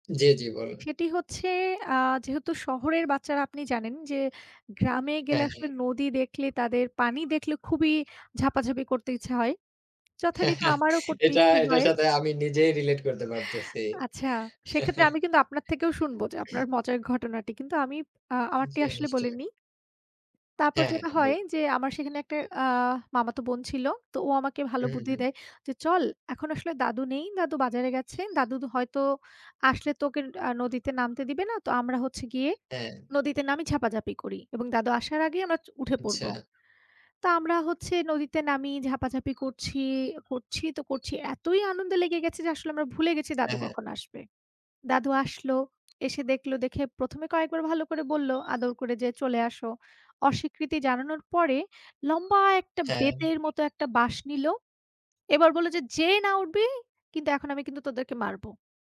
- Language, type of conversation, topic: Bengali, unstructured, তোমার প্রথম ছুটির স্মৃতি কেমন ছিল?
- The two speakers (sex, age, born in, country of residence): female, 25-29, Bangladesh, Bangladesh; male, 20-24, Bangladesh, Bangladesh
- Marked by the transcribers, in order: alarm; chuckle; laughing while speaking: "এটা, এটার সাথে আমি নিজেই রিলেট করতে পারতেছি"; chuckle; throat clearing; bird; blowing; blowing; blowing